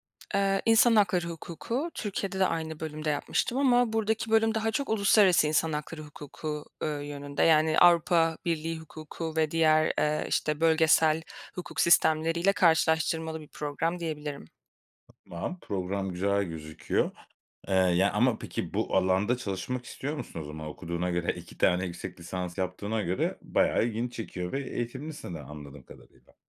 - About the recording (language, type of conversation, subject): Turkish, advice, Mezuniyet sonrası ne yapmak istediğini ve amacını bulamıyor musun?
- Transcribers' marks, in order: other background noise